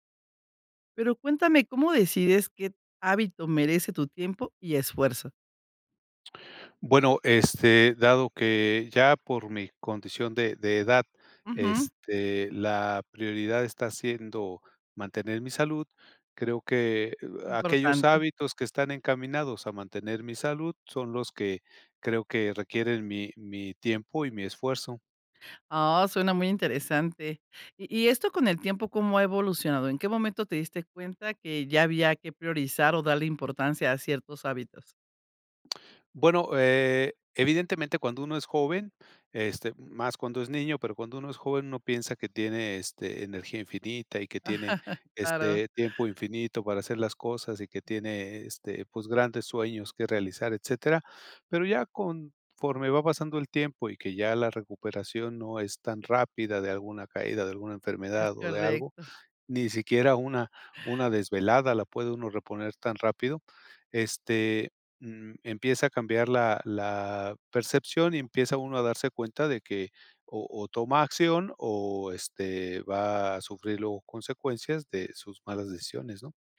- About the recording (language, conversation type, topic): Spanish, podcast, ¿Cómo decides qué hábito merece tu tiempo y esfuerzo?
- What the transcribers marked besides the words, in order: other background noise; tapping; chuckle; chuckle